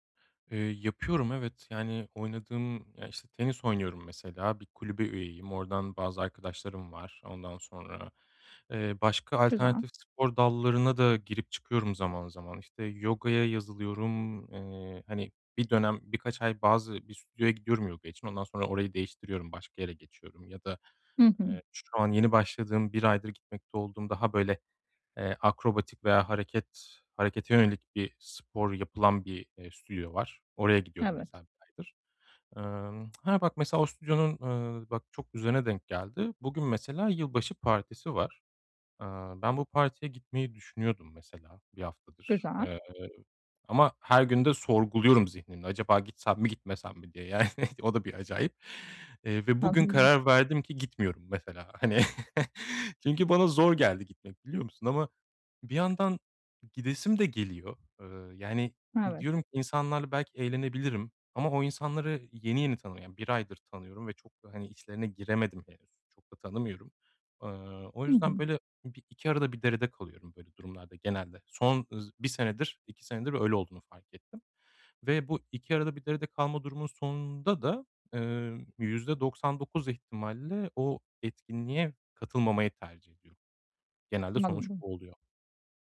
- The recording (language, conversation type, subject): Turkish, advice, Sosyal zamanla yalnız kalma arasında nasıl denge kurabilirim?
- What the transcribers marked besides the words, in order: other background noise; tapping; tsk; laughing while speaking: "yani"; chuckle